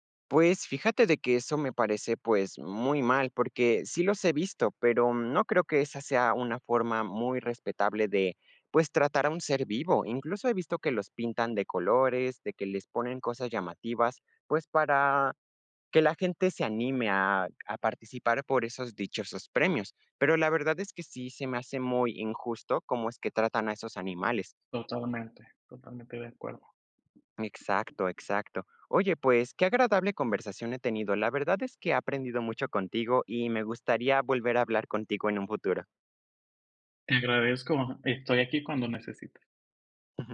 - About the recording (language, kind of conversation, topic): Spanish, podcast, ¿Qué te aporta cuidar de una mascota?
- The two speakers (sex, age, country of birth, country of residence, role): male, 20-24, Mexico, Mexico, guest; male, 25-29, Mexico, Mexico, host
- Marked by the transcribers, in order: other background noise